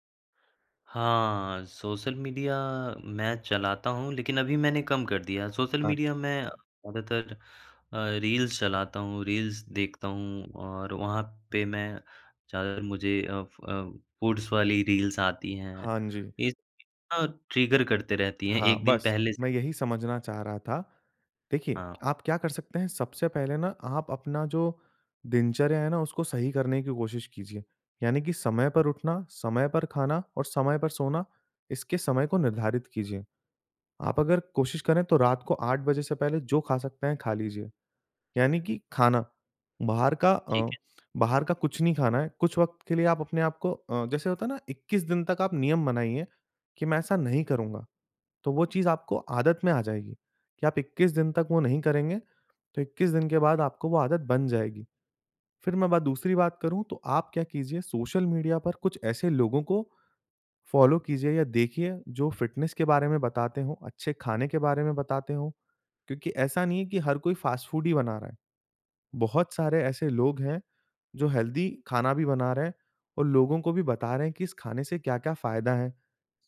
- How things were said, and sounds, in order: in English: "फूड्स"; in English: "ट्रिगर"; in English: "फॉलो"; in English: "फिटनेस"; in English: "फास्ट फूड"; in English: "हेल्दी"
- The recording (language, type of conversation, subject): Hindi, advice, आपकी खाने की तीव्र इच्छा और बीच-बीच में खाए जाने वाले नाश्तों पर आपका नियंत्रण क्यों छूट जाता है?